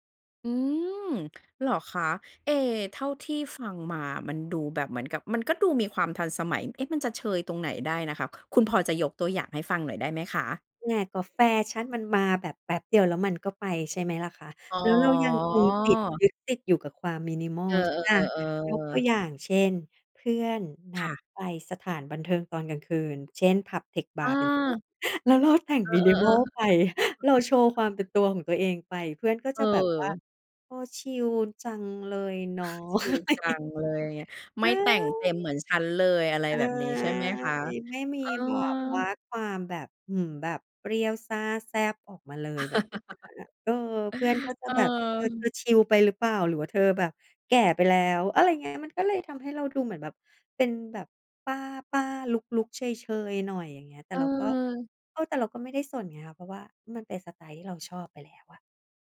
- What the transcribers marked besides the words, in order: unintelligible speech; chuckle; other background noise; laugh; unintelligible speech; laugh
- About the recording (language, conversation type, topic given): Thai, podcast, คุณคิดว่าเราควรแต่งตัวตามกระแสแฟชั่นหรือยึดสไตล์ของตัวเองมากกว่ากัน?